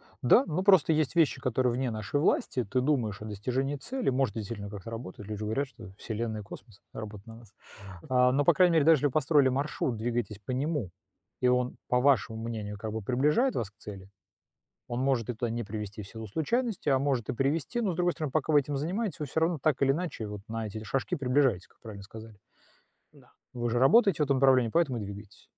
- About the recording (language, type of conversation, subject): Russian, unstructured, Что мешает людям достигать своих целей?
- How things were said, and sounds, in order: other noise